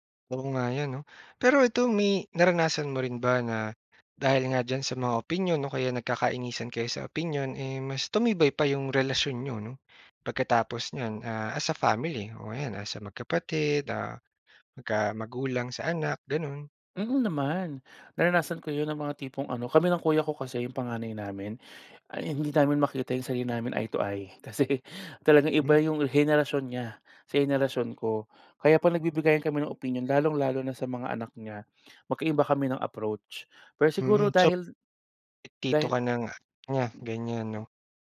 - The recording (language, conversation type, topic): Filipino, podcast, Paano mo tinitimbang ang opinyon ng pamilya laban sa sarili mong gusto?
- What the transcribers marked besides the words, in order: gasp; laughing while speaking: "Kasi talagang"; breath; gasp; in English: "approach"; tapping